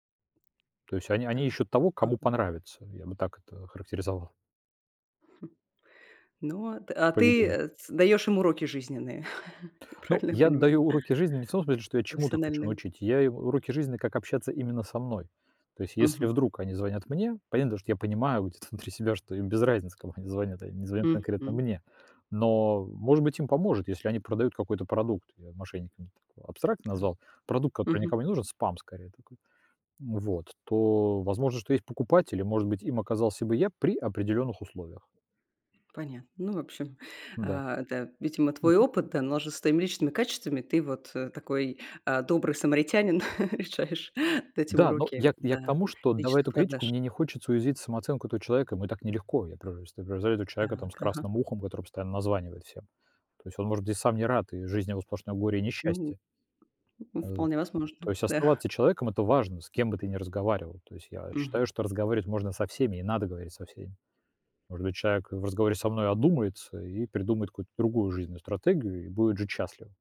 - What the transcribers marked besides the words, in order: chuckle; tapping; other background noise; laugh
- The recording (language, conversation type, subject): Russian, podcast, Как реагировать на критику, не теряя самооценки?
- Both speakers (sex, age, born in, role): female, 35-39, Russia, host; male, 45-49, Russia, guest